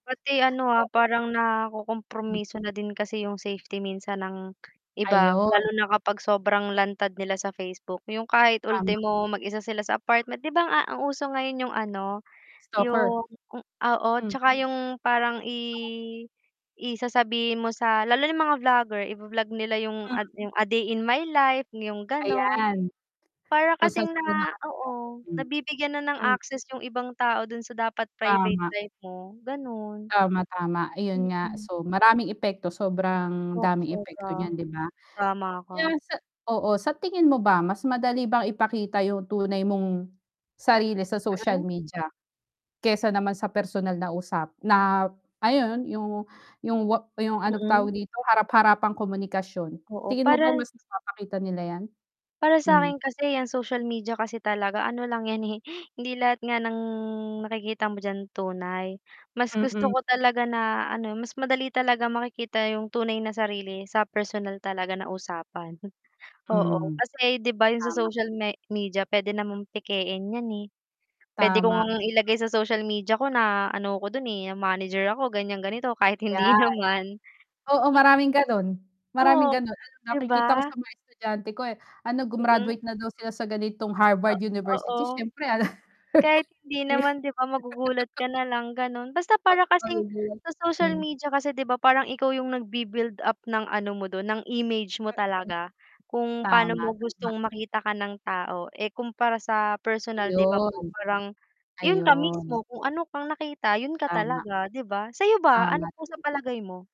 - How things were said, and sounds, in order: mechanical hum; static; distorted speech; in English: "private life"; unintelligible speech; scoff; sigh; chuckle; laugh; unintelligible speech
- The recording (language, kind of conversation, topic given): Filipino, unstructured, Ano ang epekto ng midyang panlipunan sa pagpapahayag ng sarili?